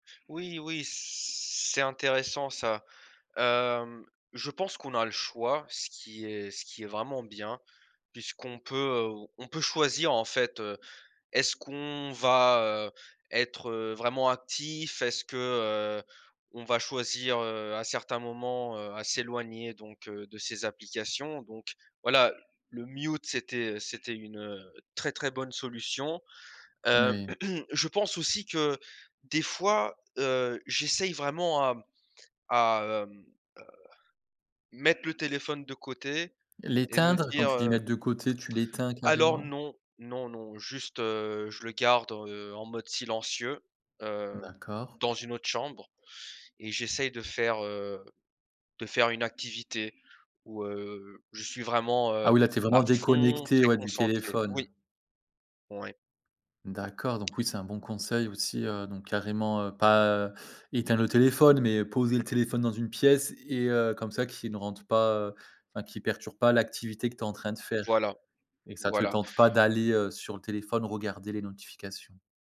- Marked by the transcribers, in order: drawn out: "c'est"; put-on voice: "mute"; throat clearing; tapping; stressed: "d'aller"
- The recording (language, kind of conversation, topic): French, podcast, Comment les réseaux sociaux influencent-ils nos amitiés ?